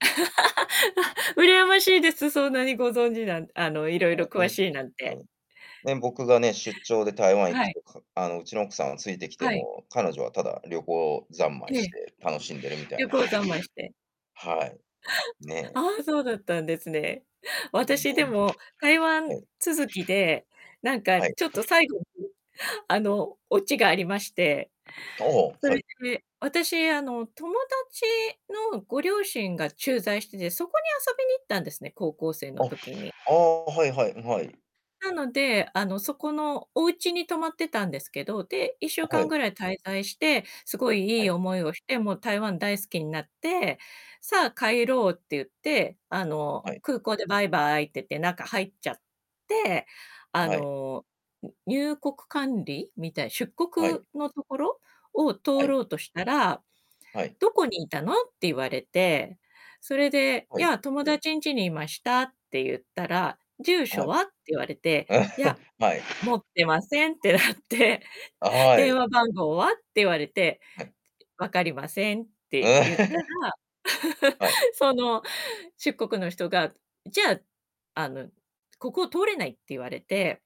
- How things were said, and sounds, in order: laugh; unintelligible speech; static; other background noise; distorted speech; laugh; laughing while speaking: "いや、持ってませんってなって、電話番号は？って言われて"; laugh; laugh
- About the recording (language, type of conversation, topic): Japanese, unstructured, 旅先で出会った人の中で、特に印象に残っている人はいますか？